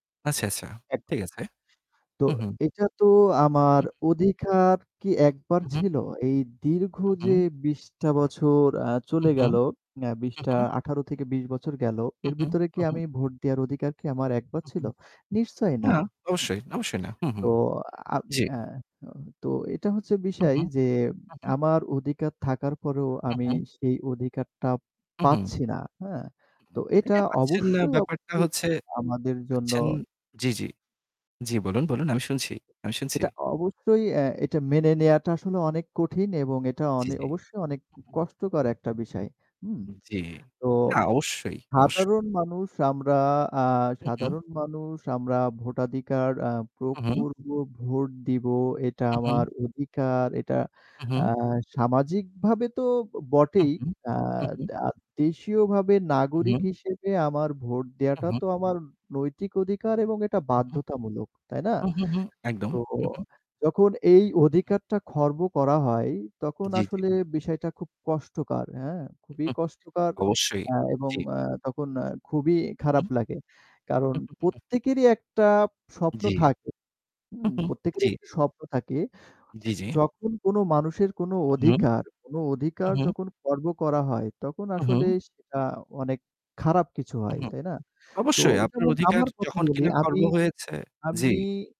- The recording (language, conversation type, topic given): Bengali, unstructured, আপনার মতে জনগণের ভোট দেওয়ার গুরুত্ব কী?
- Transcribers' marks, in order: static; other background noise; other noise; "কষ্টকর" said as "কষ্টকার"; "কষ্টকর" said as "কষ্টকার"